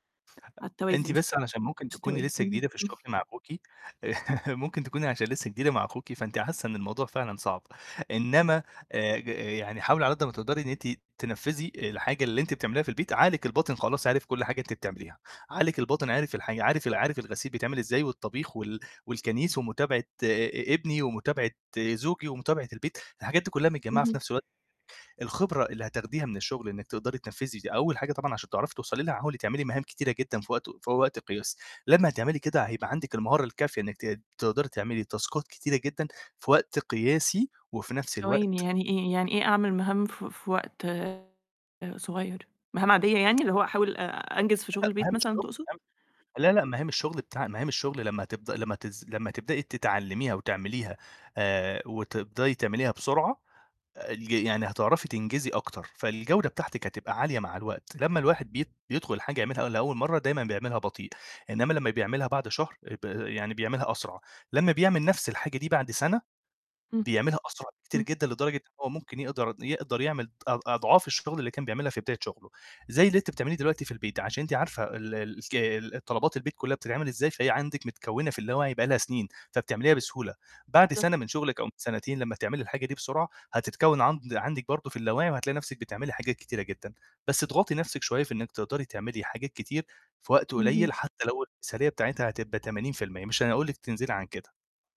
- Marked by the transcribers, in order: other noise; other background noise; distorted speech; chuckle; in English: "تاسكات"; tapping
- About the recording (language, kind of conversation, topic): Arabic, advice, إزاي الكمالية بتمنعك تخلص الشغل أو تتقدّم في المشروع؟